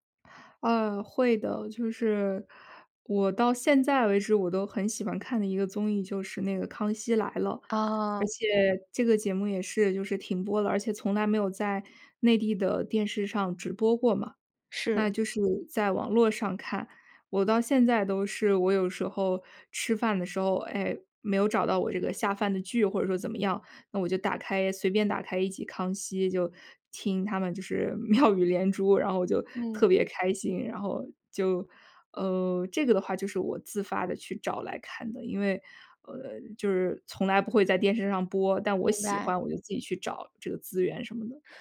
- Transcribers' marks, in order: tapping; laughing while speaking: "妙语"
- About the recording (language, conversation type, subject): Chinese, podcast, 你小时候最爱看的节目是什么？